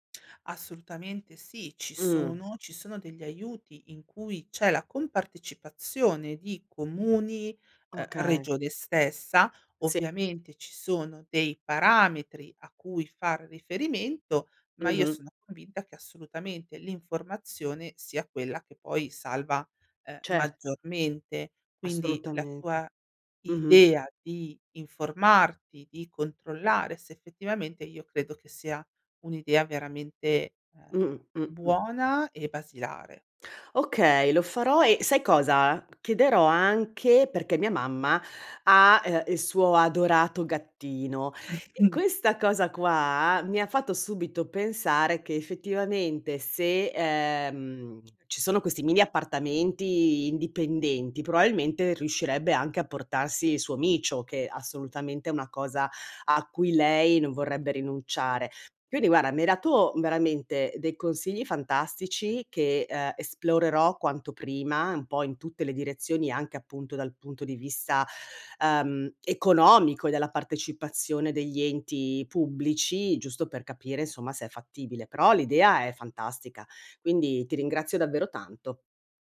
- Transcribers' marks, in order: chuckle; "probabilmente" said as "proabilmente"; "guarda" said as "guara"
- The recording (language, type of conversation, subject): Italian, advice, Come posso organizzare la cura a lungo termine dei miei genitori anziani?